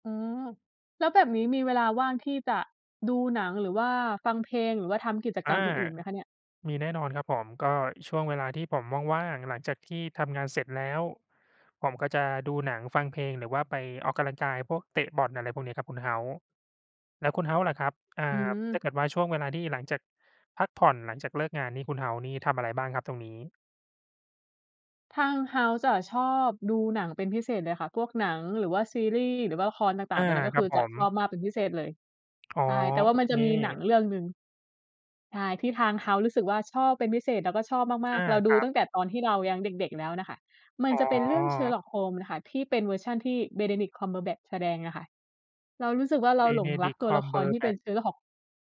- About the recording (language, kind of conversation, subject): Thai, unstructured, ถ้าคุณต้องแนะนำหนังสักเรื่องให้เพื่อนดู คุณจะแนะนำเรื่องอะไร?
- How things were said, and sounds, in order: tapping